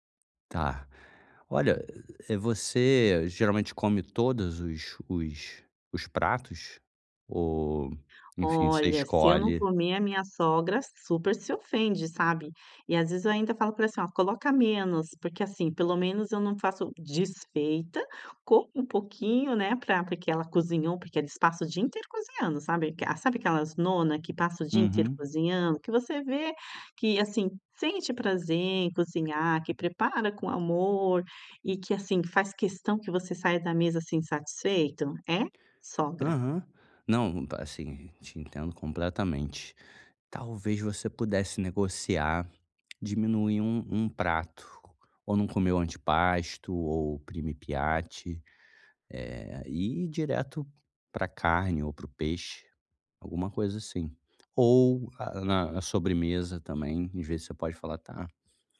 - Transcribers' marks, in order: in Italian: "primi piatti"
- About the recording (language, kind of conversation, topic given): Portuguese, advice, Como posso lidar com a pressão social para comer mais durante refeições em grupo?